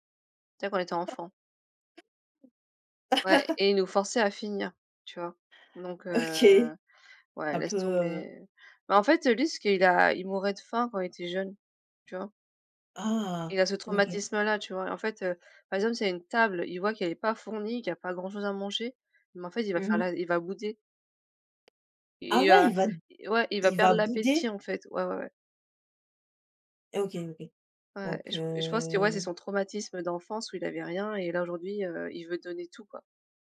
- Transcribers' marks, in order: laugh; laugh; tapping; drawn out: "heu"
- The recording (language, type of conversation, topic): French, unstructured, Penses-tu que le gaspillage alimentaire est un vrai problème ?